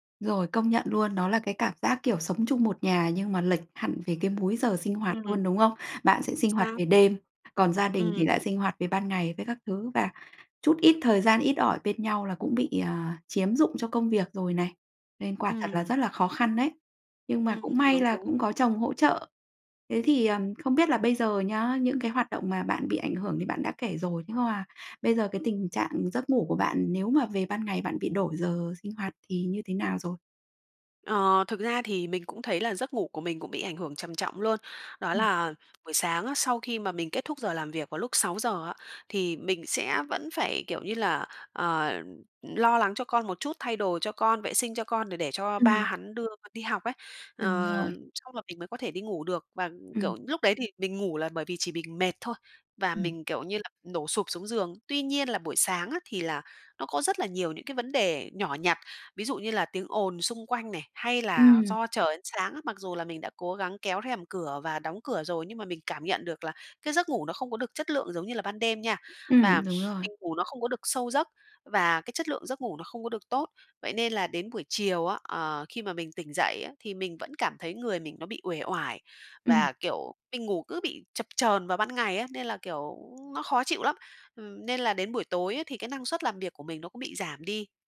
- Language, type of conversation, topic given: Vietnamese, advice, Thay đổi lịch làm việc sang ca đêm ảnh hưởng thế nào đến giấc ngủ và gia đình bạn?
- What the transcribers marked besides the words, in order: tapping; other background noise; sniff